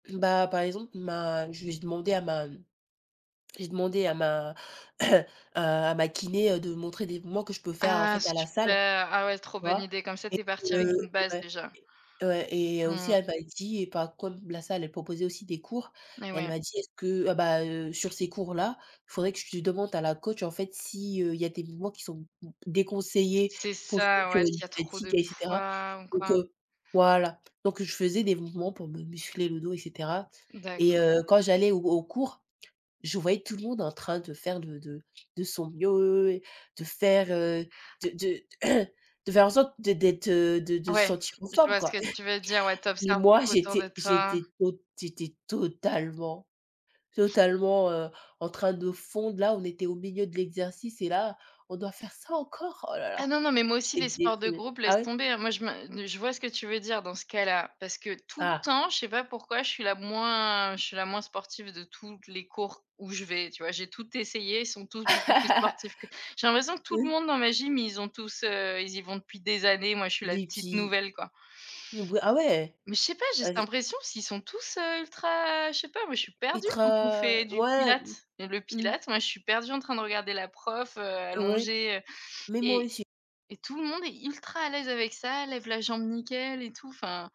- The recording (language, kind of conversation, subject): French, unstructured, Penses-tu que le sport peut aider à gérer le stress ?
- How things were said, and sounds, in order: throat clearing; tapping; throat clearing; chuckle; other background noise; laugh; other noise